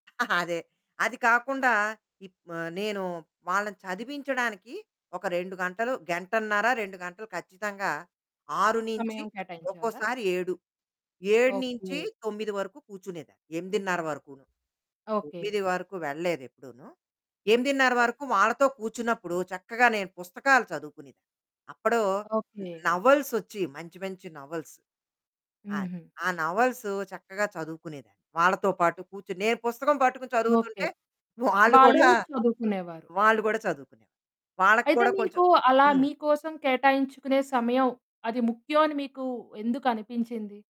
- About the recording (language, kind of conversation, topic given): Telugu, podcast, పెళ్లయిన తర్వాత మీ స్వేచ్ఛను ఎలా కాపాడుకుంటారు?
- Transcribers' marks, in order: chuckle; in English: "నోవెల్స్"; in English: "నోవెల్స్"; in English: "నోవెల్స్"